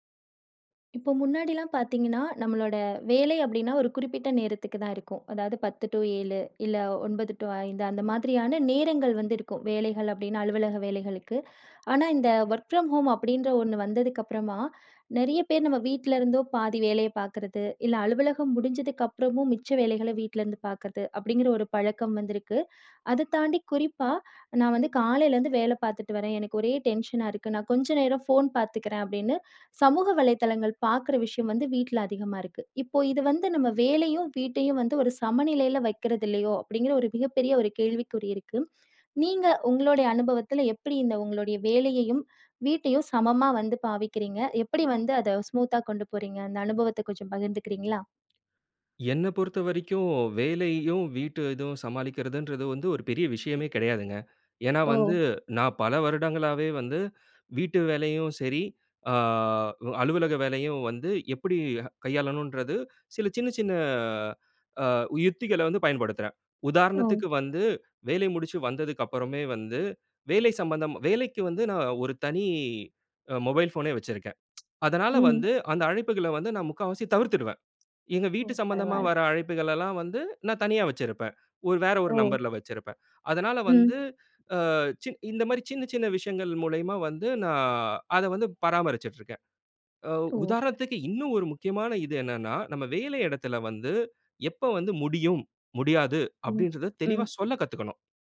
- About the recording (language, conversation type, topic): Tamil, podcast, வேலை-வீட்டு சமநிலையை நீங்கள் எப்படிக் காப்பாற்றுகிறீர்கள்?
- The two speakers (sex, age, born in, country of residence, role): female, 30-34, India, India, host; male, 30-34, India, India, guest
- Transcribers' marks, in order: in English: "டூ"; in English: "டூ"; inhale; in English: "ஒர்க் ஃப்ரம் ஹோம்"; inhale; inhale; "அதை" said as "அத"; in English: "டென்ஷனா"; inhale; "அதை" said as "அத"; in English: "ஸ்மூத்தா"; other noise; inhale; drawn out: "அ"; drawn out: "அ"; tsk; inhale; drawn out: "நான்"; "உதாரணத்திற்கு" said as "உதாரணதுக்கு"; "நாம" said as "நம்ம"; "அப்படின்றதை" said as "அப்டின்றத"